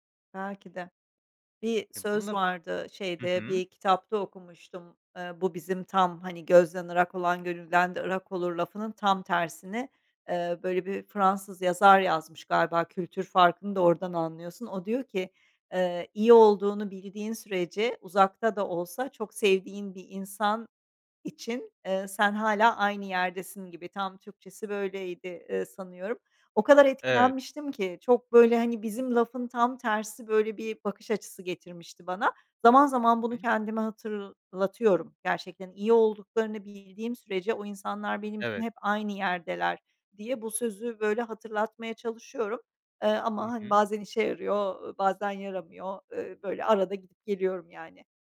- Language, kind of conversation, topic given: Turkish, advice, Eski arkadaşlarınızı ve ailenizi geride bırakmanın yasını nasıl tutuyorsunuz?
- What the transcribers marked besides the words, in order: other background noise